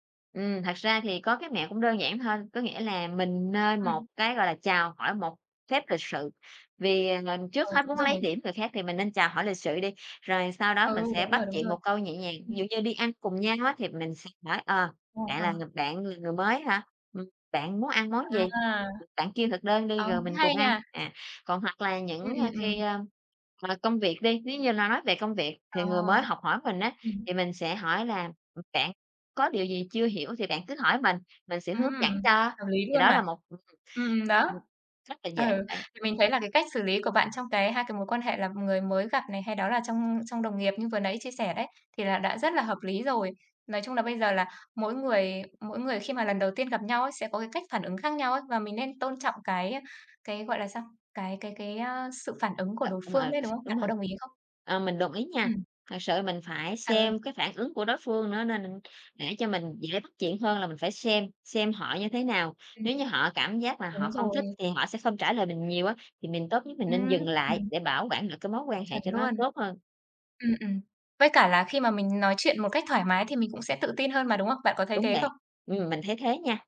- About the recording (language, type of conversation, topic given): Vietnamese, podcast, Bạn bắt chuyện với người mới quen như thế nào?
- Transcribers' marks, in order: other background noise; laughing while speaking: "Ừ"; unintelligible speech; unintelligible speech; tapping